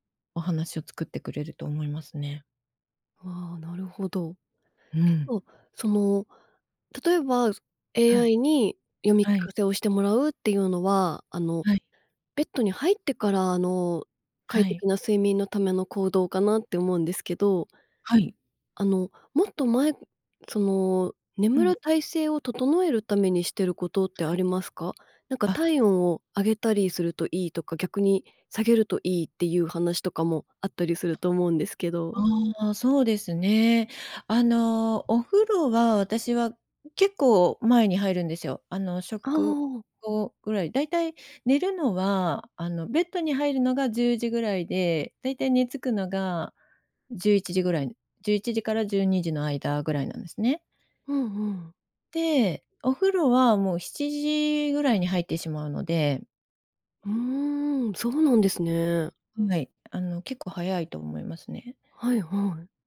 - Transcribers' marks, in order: other noise; other background noise
- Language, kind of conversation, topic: Japanese, podcast, 快適に眠るために普段どんなことをしていますか？